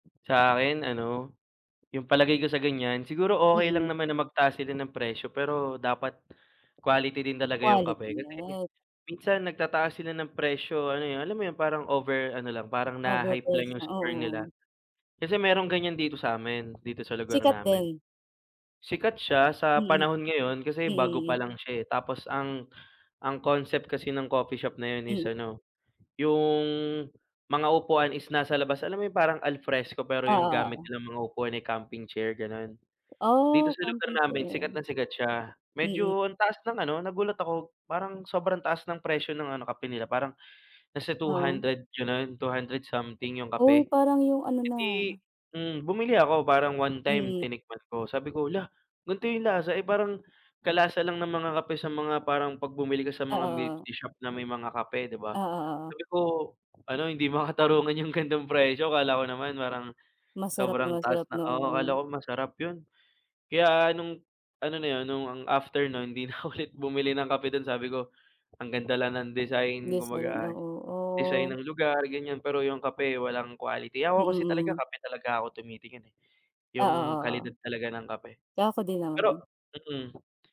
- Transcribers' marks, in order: other background noise; laughing while speaking: "Hindi makatarungan yung gan'tong presyo"; laughing while speaking: "di nako ulit"
- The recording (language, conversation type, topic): Filipino, unstructured, Ano ang palagay mo sa sobrang pagtaas ng presyo ng kape sa mga sikat na kapihan?